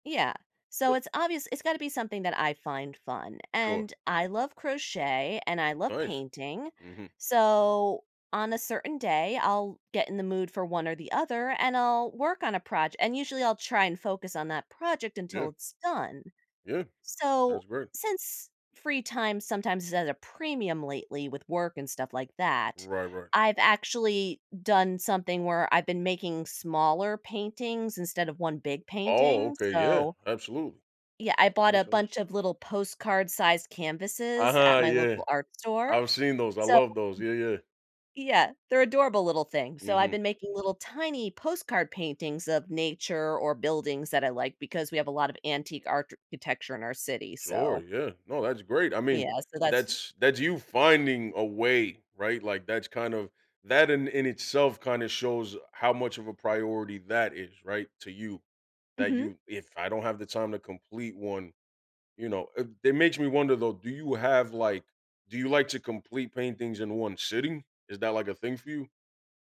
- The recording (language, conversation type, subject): English, unstructured, How does one pick which hobby to prioritize when having several?
- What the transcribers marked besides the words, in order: hiccup; unintelligible speech; "architecture" said as "artchitecture"